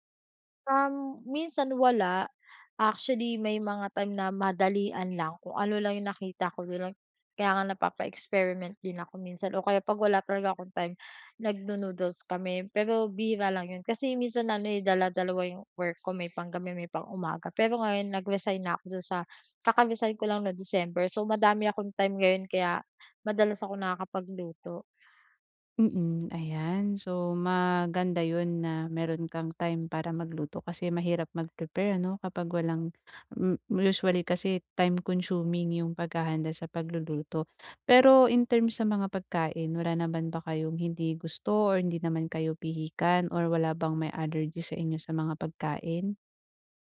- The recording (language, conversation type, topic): Filipino, advice, Paano ako makakaplano ng masustansiya at abot-kayang pagkain araw-araw?
- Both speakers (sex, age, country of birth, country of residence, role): female, 25-29, Philippines, Philippines, advisor; female, 25-29, Philippines, Philippines, user
- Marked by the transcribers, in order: other background noise; tapping